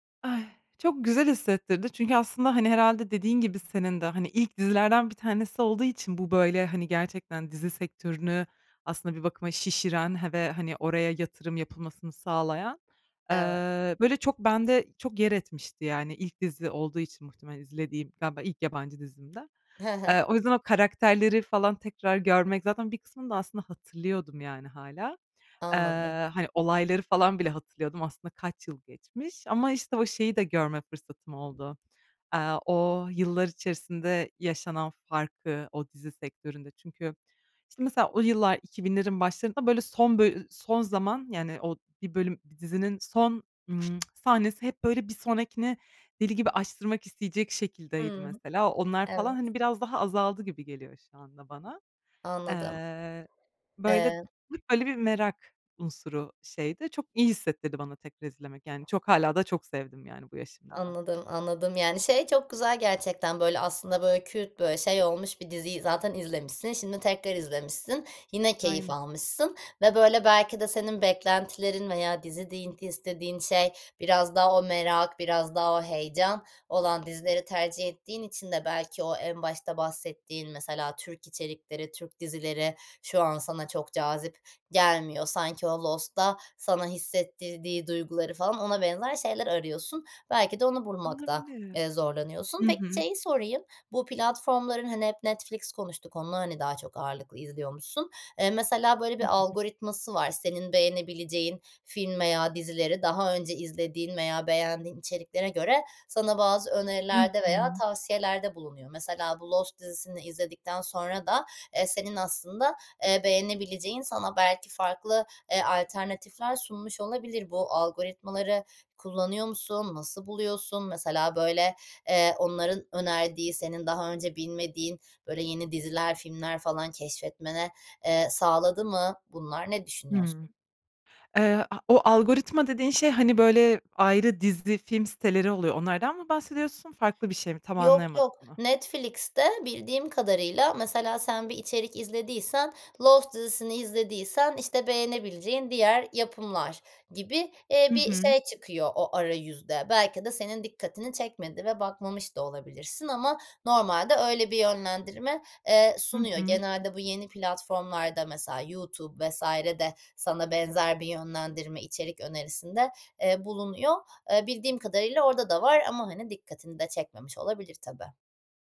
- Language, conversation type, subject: Turkish, podcast, İzleme alışkanlıkların (dizi ve film) zamanla nasıl değişti; arka arkaya izlemeye başladın mı?
- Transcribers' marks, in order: tapping; lip smack; other noise